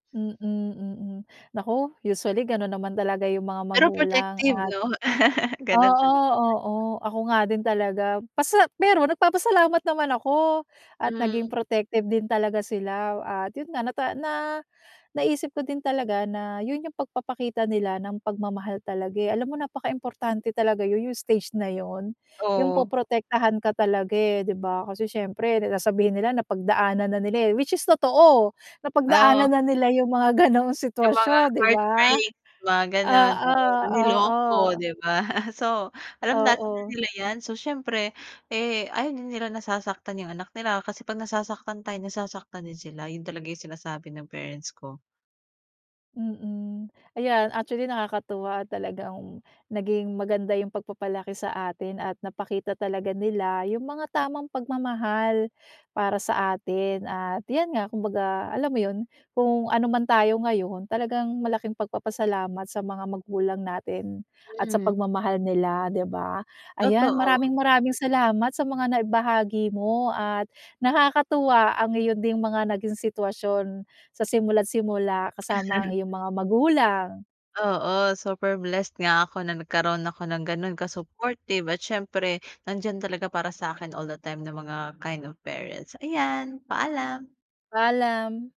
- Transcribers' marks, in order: laugh; other background noise; chuckle; chuckle; tapping
- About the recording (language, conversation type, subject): Filipino, podcast, Paano ipinapakita ng mga magulang mo ang pagmamahal nila sa’yo?